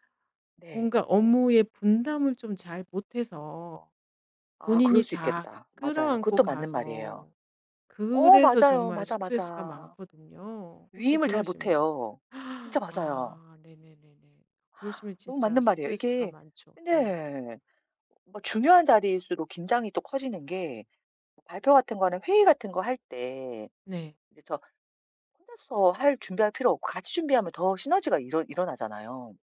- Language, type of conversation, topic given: Korean, advice, 사람들 앞에서 긴장하거나 불안할 때 어떻게 대처하면 도움이 될까요?
- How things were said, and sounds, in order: tapping; gasp; other background noise